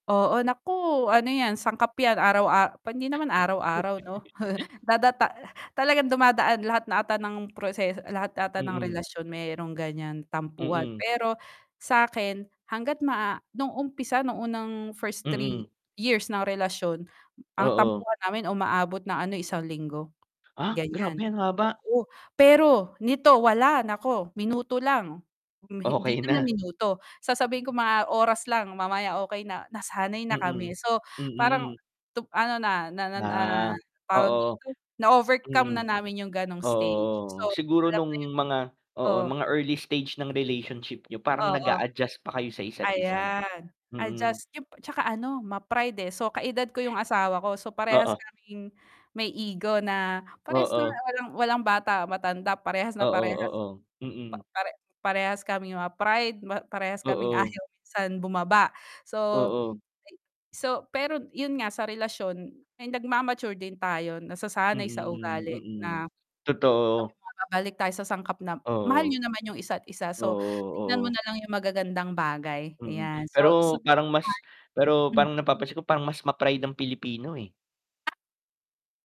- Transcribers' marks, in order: chuckle; other background noise; distorted speech; tapping; unintelligible speech; static; unintelligible speech; unintelligible speech; unintelligible speech
- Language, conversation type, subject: Filipino, unstructured, Paano mo malalaman kung handa ka na sa isang seryosong relasyon, at ano ang pinakamahalagang katangian ng isang mabuting kapareha?